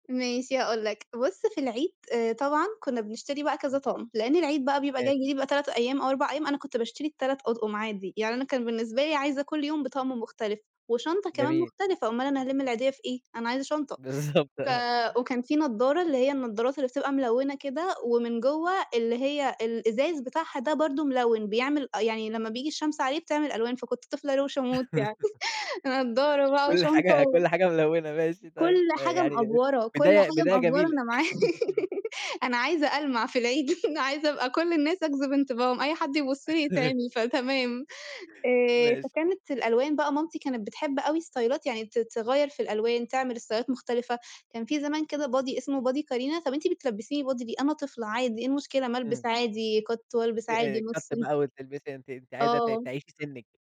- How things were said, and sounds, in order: unintelligible speech; laughing while speaking: "بالضبط آه"; laugh; laughing while speaking: "يعني"; chuckle; unintelligible speech; in English: "مأفورة"; in English: "مأفورة"; laughing while speaking: "أنا مع"; laugh; laughing while speaking: "أنا عايزة أبقى"; laugh; in English: "استايلات"; in English: "استايلات"; unintelligible speech
- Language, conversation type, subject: Arabic, podcast, إزاي اتغيّرت أفكارك عن اللبس من جيل لجيل؟